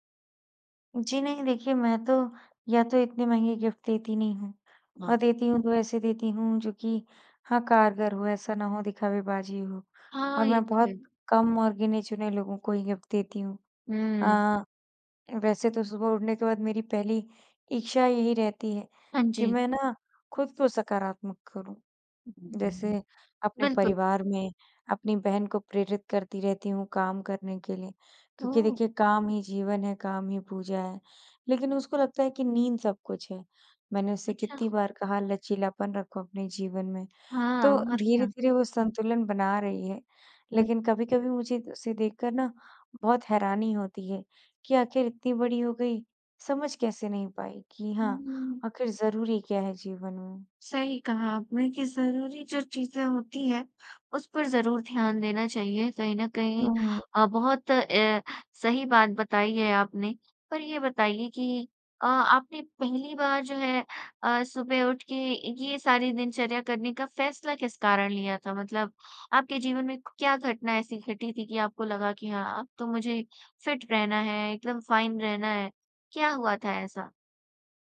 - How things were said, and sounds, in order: in English: "गिफ्ट"; unintelligible speech; in English: "फिट"; in English: "फाइन"
- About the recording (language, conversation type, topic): Hindi, podcast, सुबह उठने के बाद आप सबसे पहले क्या करते हैं?
- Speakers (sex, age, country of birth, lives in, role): female, 20-24, India, India, guest; female, 20-24, India, India, host